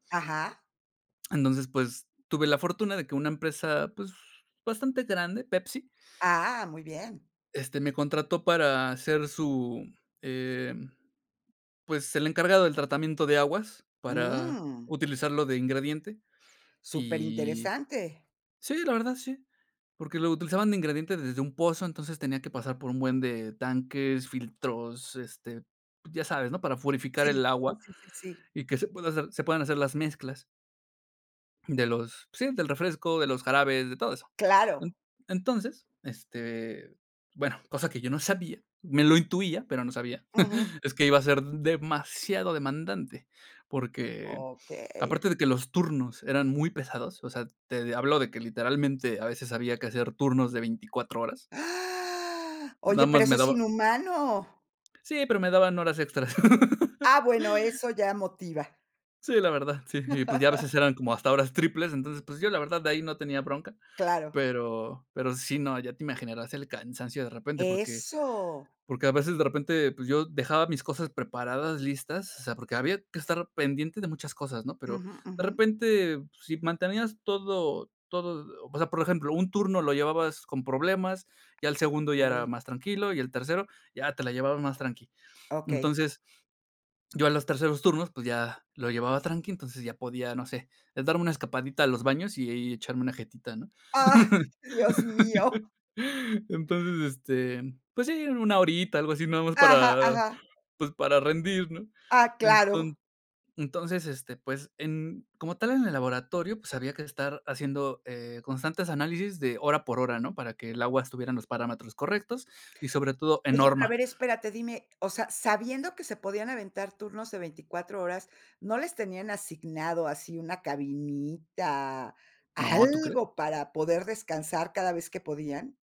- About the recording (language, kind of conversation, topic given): Spanish, podcast, ¿Qué errores cometiste al aprender por tu cuenta?
- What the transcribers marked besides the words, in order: "purificar" said as "furificar"; chuckle; gasp; chuckle; chuckle; tapping; chuckle